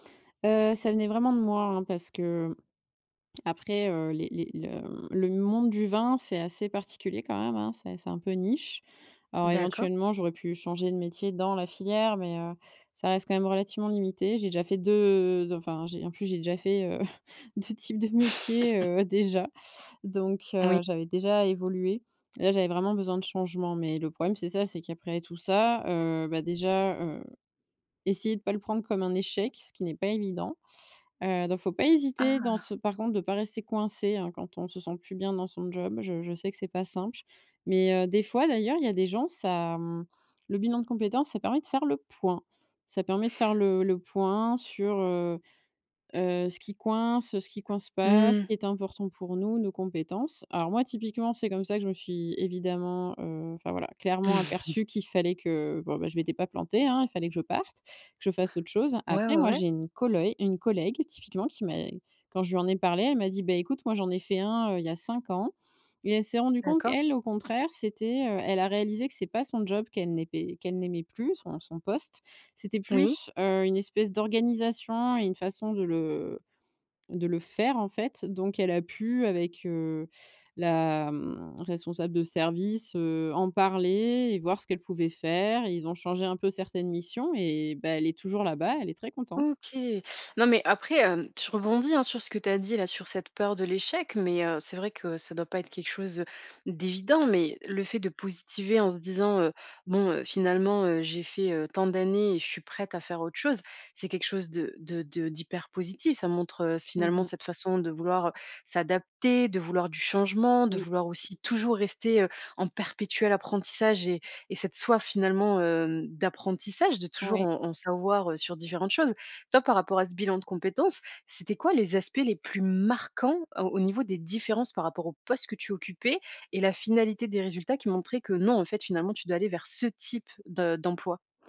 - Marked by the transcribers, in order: tapping; chuckle; laughing while speaking: "métier"; chuckle; chuckle; "n'aimait" said as "aipait"; stressed: "faire"; stressed: "marquants"; stressed: "ce"
- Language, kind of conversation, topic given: French, podcast, Comment peut-on tester une idée de reconversion sans tout quitter ?